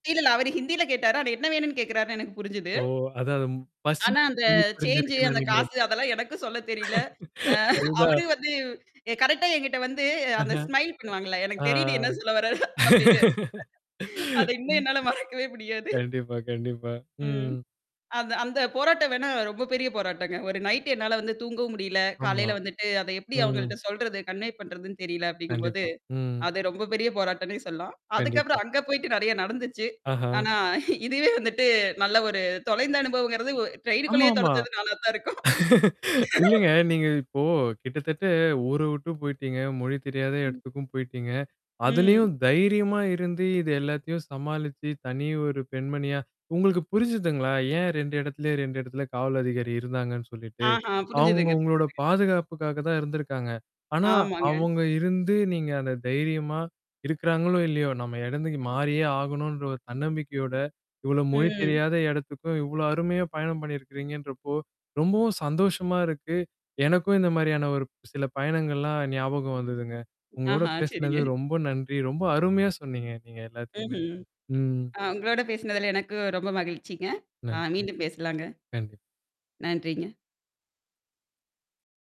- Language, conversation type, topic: Tamil, podcast, மொழி தெரியாமல் நீங்கள் தொலைந்த அனுபவம் உங்களுக்கு இருக்கிறதா?
- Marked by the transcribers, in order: distorted speech; in English: "சேஞ்சு"; laugh; tapping; chuckle; other background noise; in English: "கரெக்ட்டா"; in English: "ஸ்மைல்"; static; laughing while speaking: "என்ன சொல்ல வர்றாரு அப்பிடின்னு அத இன்னும் என்னால மறக்கவே முடியாது"; laugh; other noise; in English: "கன்வே"; chuckle; laugh; laughing while speaking: "நானா தான் இருக்கும்"; "இடத்துக்கு" said as "இடந்துக்கு"; laughing while speaking: "சரிங்க"